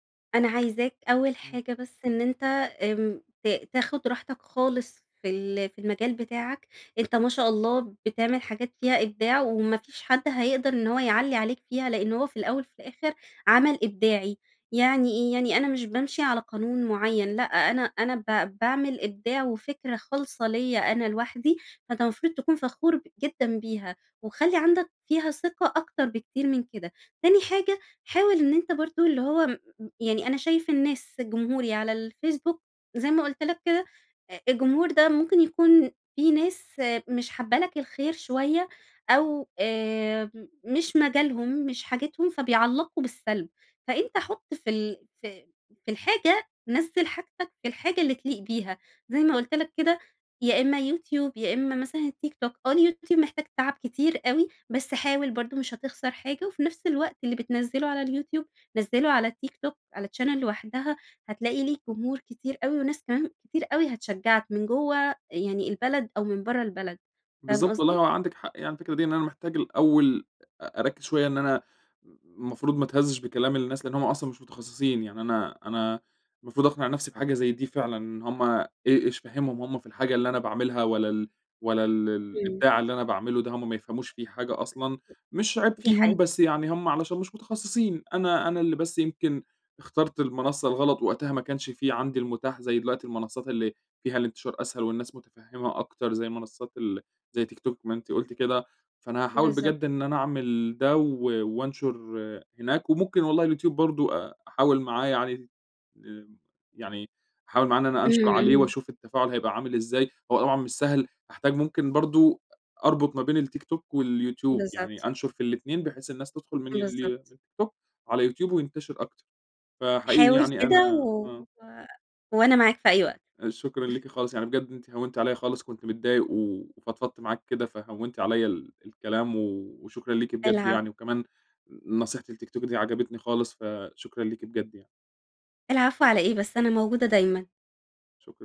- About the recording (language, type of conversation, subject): Arabic, advice, إزاي أقدر أتغلّب على خوفي من النقد اللي بيمنعني أكمّل شغلي الإبداعي؟
- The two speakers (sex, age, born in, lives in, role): female, 30-34, Egypt, Egypt, advisor; male, 25-29, Egypt, Egypt, user
- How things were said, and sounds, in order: in English: "channel"; tapping; unintelligible speech